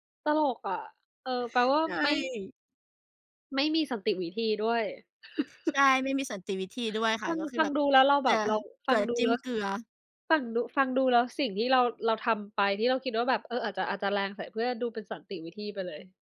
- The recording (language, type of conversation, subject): Thai, unstructured, คุณจะทำอย่างไรถ้าเพื่อนกินอาหารของคุณโดยไม่ขอก่อน?
- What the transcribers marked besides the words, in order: other background noise; chuckle; tapping